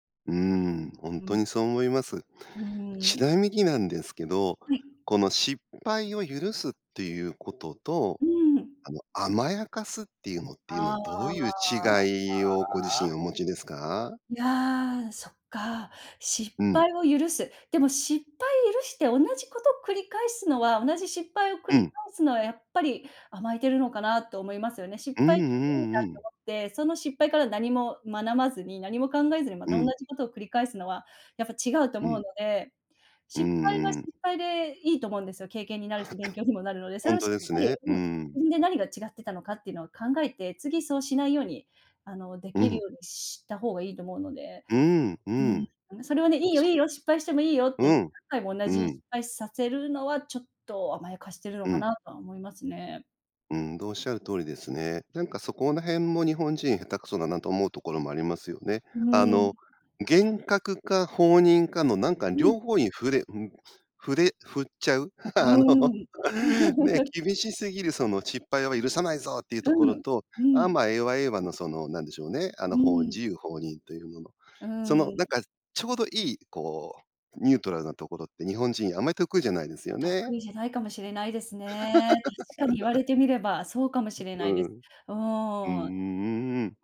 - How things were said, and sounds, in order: "学ばずに" said as "まなまずに"; cough; chuckle; laughing while speaking: "あの"; chuckle; other background noise; laugh
- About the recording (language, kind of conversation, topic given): Japanese, podcast, 失敗を許す環境づくりはどうすればいいですか？